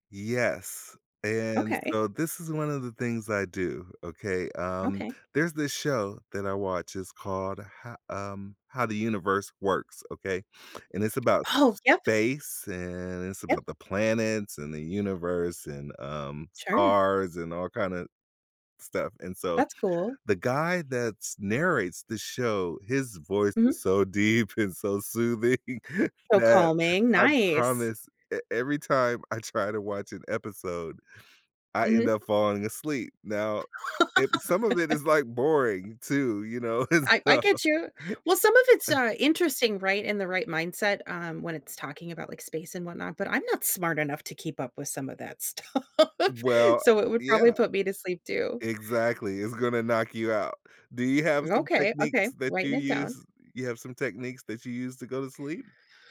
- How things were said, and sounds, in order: surprised: "Oh"; laughing while speaking: "and so soothing"; laughing while speaking: "I try"; laugh; laughing while speaking: "It's dumb"; laugh; laughing while speaking: "stuff"
- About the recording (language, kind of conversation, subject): English, unstructured, How can I calm my mind for better sleep?